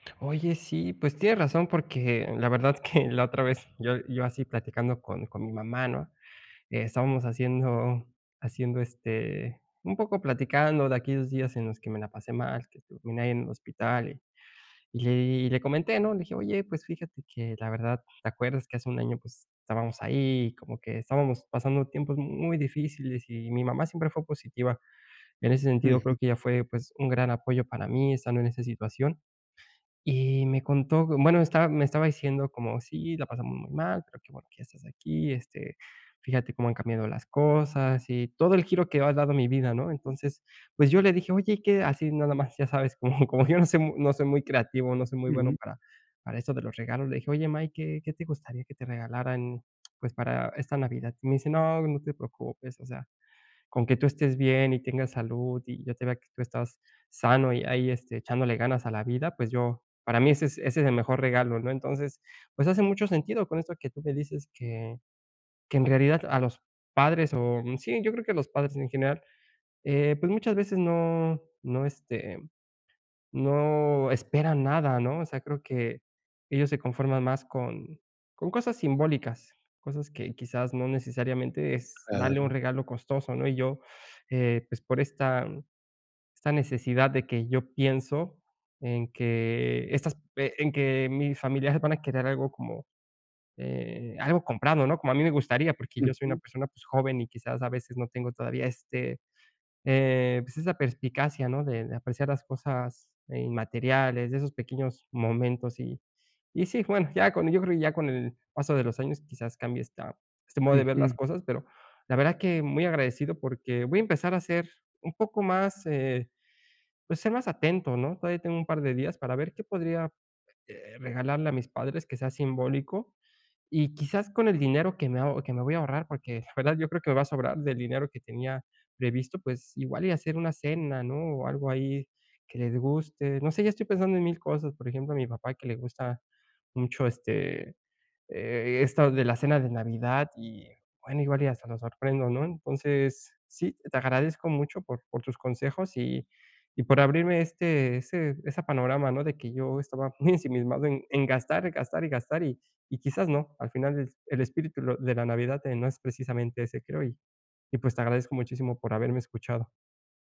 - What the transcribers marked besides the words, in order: laughing while speaking: "como yo no soy mu no soy muy creativo"; other background noise
- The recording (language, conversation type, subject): Spanish, advice, ¿Cómo puedo encontrar ropa y regalos con poco dinero?